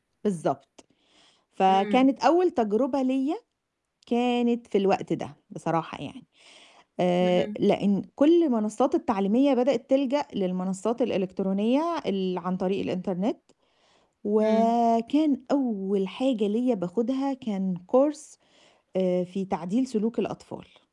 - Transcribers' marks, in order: static; tapping; in English: "course"
- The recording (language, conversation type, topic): Arabic, podcast, احكيلنا عن تجربتك في التعلّم أونلاين، كانت عاملة إيه؟